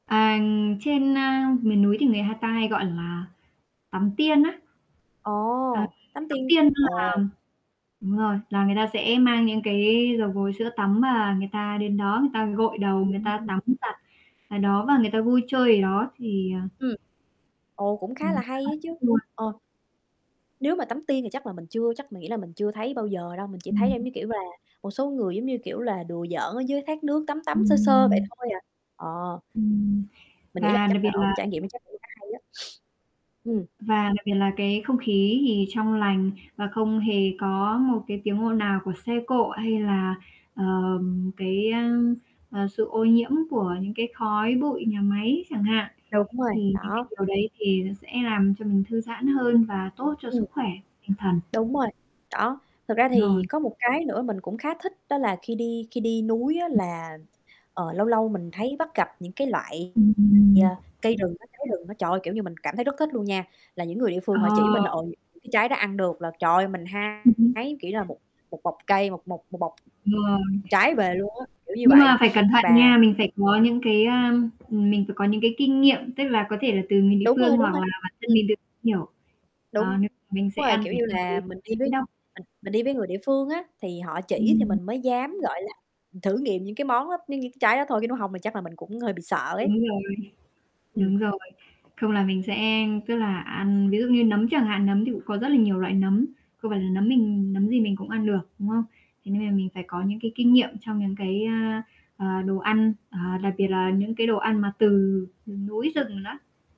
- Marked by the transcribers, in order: static; distorted speech; other background noise; tapping; unintelligible speech; sniff; other noise; sniff; unintelligible speech
- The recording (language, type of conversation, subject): Vietnamese, unstructured, Bạn thích đi du lịch biển hay du lịch núi hơn?
- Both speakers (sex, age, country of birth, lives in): female, 25-29, Vietnam, Vietnam; female, 30-34, Vietnam, United States